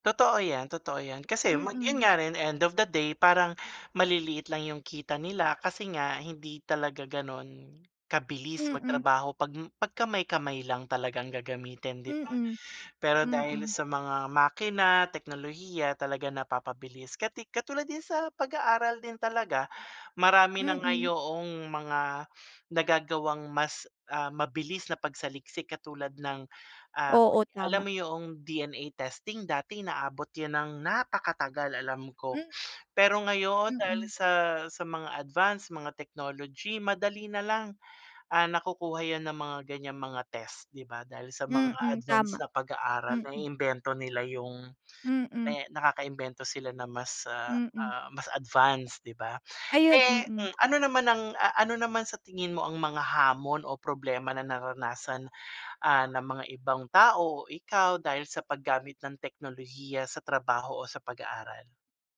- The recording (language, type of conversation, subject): Filipino, unstructured, Paano nakakaapekto ang teknolohiya sa iyong trabaho o pag-aaral?
- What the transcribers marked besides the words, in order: tapping; sniff; unintelligible speech; stressed: "napakatagal"; sniff